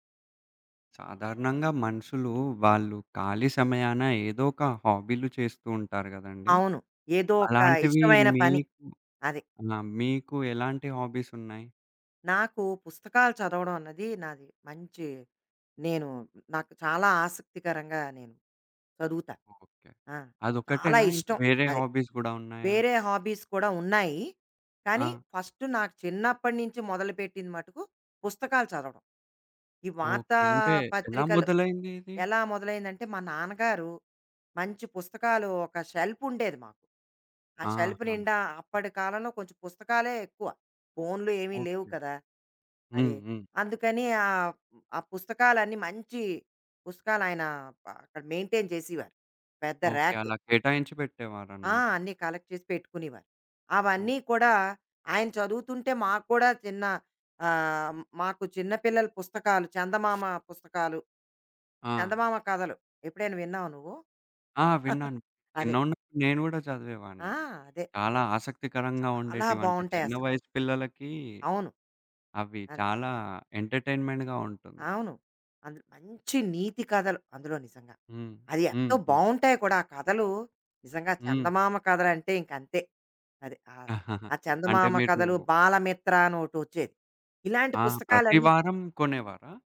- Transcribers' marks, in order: in English: "హాబీస్"; in English: "హాబీస్"; in English: "హాబీస్"; in English: "ఫస్ట్"; other background noise; in English: "షెల్ఫ్"; tapping; in English: "మెయింటైన్"; in English: "కలెక్ట్"; chuckle; in English: "ఎంటర్టైన్మెంట్‌గా"; chuckle
- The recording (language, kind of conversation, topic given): Telugu, podcast, నీ మొదటి హాబీ ఎలా మొదలయ్యింది?